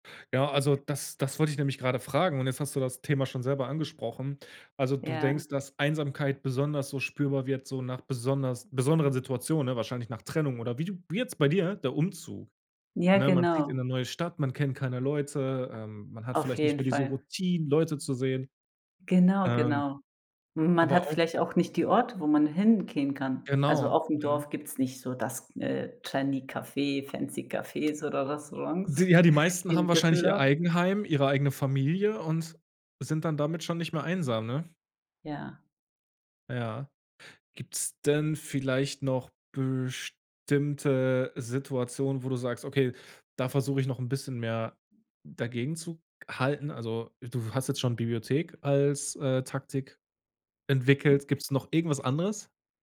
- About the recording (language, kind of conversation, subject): German, podcast, Welche guten Wege gibt es, um Einsamkeit zu bekämpfen?
- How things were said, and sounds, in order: in English: "trendy"; in English: "fancy"; other background noise